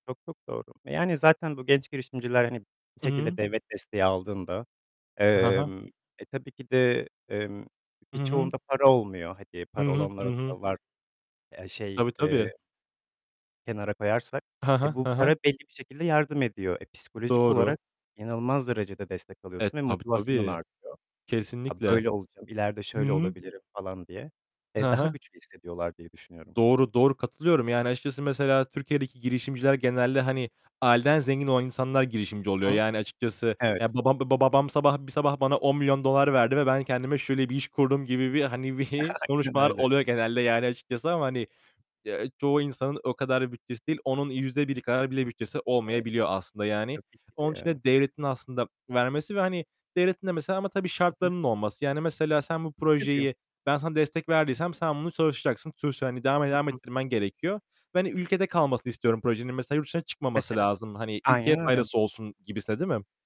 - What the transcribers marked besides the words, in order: tapping; laughing while speaking: "Aynen öyle"; other background noise; unintelligible speech; static
- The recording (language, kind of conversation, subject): Turkish, unstructured, Sence devletin genç girişimcilere destek vermesi hangi olumlu etkileri yaratır?